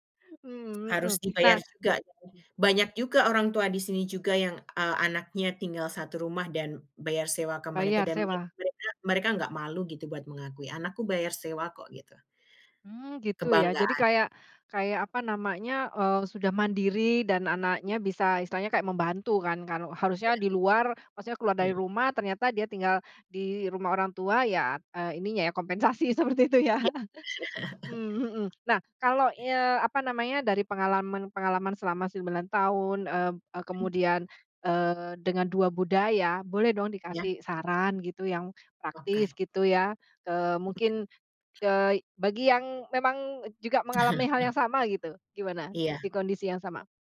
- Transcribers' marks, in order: other background noise; laughing while speaking: "Kompensasi seperti itu, ya?"; chuckle; chuckle
- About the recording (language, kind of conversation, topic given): Indonesian, podcast, Pernahkah kamu merasa terombang-ambing di antara dua budaya?